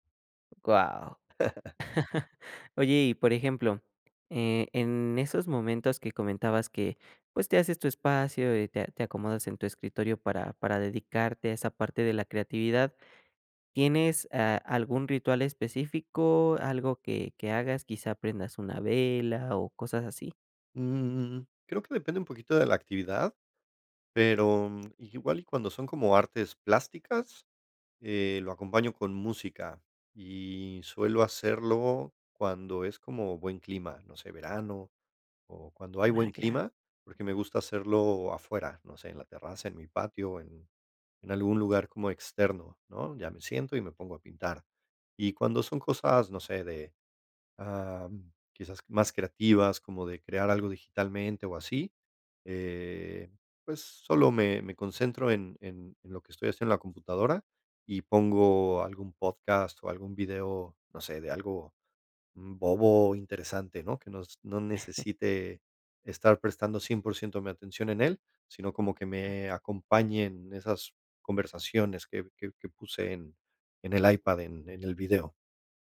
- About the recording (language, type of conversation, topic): Spanish, podcast, ¿Qué rutinas te ayudan a ser más creativo?
- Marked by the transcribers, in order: tapping; chuckle; laugh; laugh